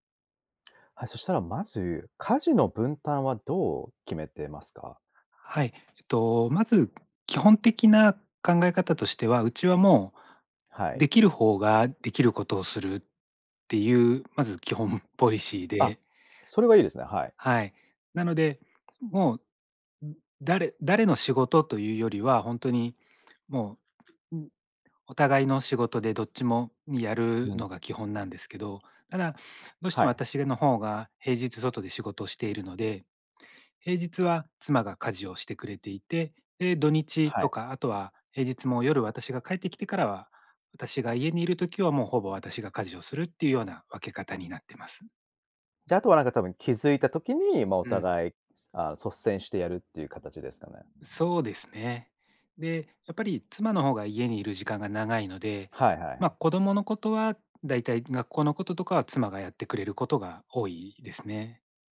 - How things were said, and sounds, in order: tapping; other background noise
- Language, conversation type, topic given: Japanese, podcast, 家事の分担はどうやって決めていますか？